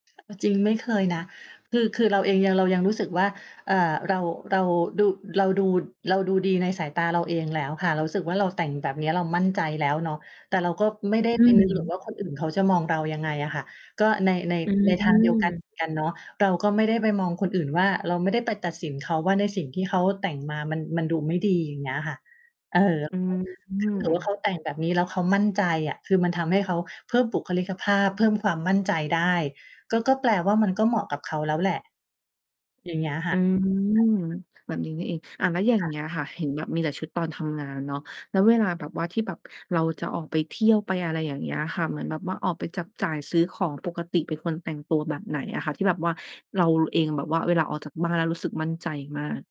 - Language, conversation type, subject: Thai, podcast, การแต่งตัวช่วยเพิ่มความมั่นใจของคุณได้อย่างไร?
- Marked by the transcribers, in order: other background noise; distorted speech; mechanical hum; unintelligible speech